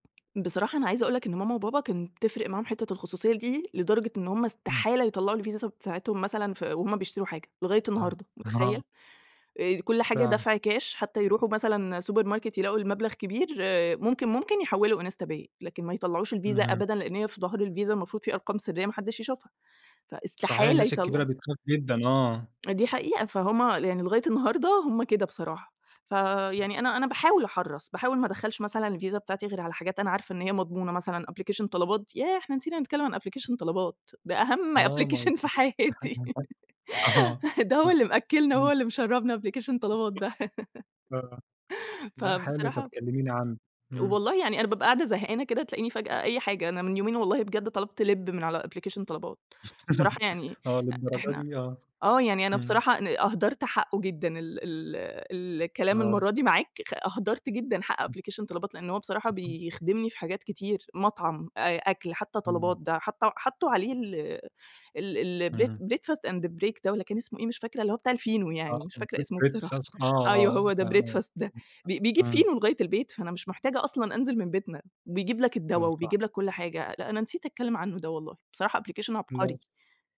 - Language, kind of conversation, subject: Arabic, podcast, إيه التطبيق اللي ما تقدرش تستغنى عنه وليه؟
- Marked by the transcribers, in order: tapping; chuckle; in English: "سوبر ماركت"; in English: "أبلكيشن"; in English: "أبلكيشن"; laughing while speaking: "ده أهم application في حياتي … أبليكيشن طلبات ده"; in English: "application"; unintelligible speech; laughing while speaking: "آه"; unintelligible speech; laugh; in English: "أبليكيشن"; laugh; in English: "أبلكيشن"; laugh; in English: "أبلكيشن"; unintelligible speech; in English: "bre breadfast and break"; in English: "Bread"; unintelligible speech; in English: "أبلكيشن"; unintelligible speech